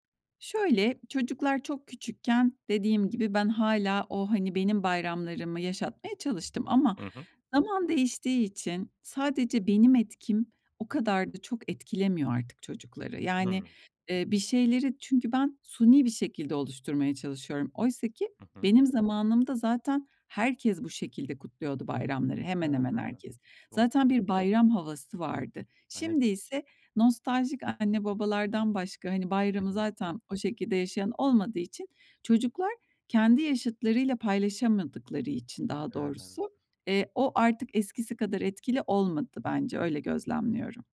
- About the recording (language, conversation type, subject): Turkish, podcast, Çocuklara hangi gelenekleri mutlaka öğretmeliyiz?
- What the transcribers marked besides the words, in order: unintelligible speech; tapping